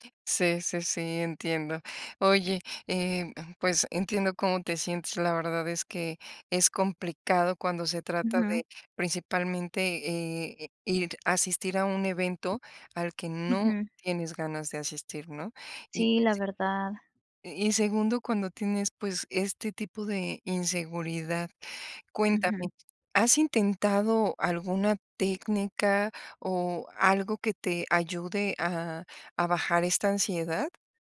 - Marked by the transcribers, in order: other background noise
- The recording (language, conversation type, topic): Spanish, advice, ¿Cómo vives la ansiedad social cuando asistes a reuniones o eventos?